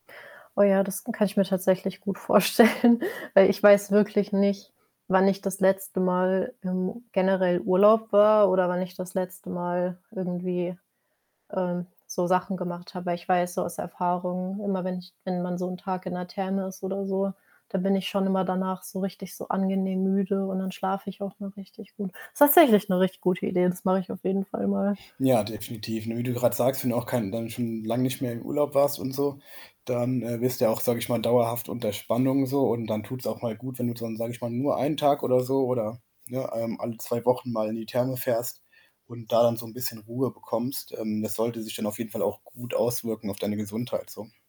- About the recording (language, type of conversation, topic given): German, advice, Wie kann ich anhaltende körperliche Anspannung ohne klaren Auslöser besser einordnen und damit umgehen?
- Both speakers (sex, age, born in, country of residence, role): female, 25-29, Germany, Germany, user; male, 25-29, Germany, Germany, advisor
- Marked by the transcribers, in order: static; laughing while speaking: "vorstellen"; other background noise